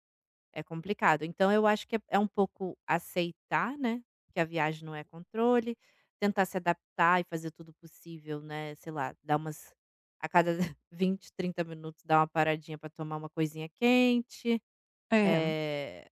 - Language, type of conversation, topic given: Portuguese, advice, O que devo fazer quando algo dá errado durante uma viagem ou deslocamento?
- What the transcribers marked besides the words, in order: tapping; chuckle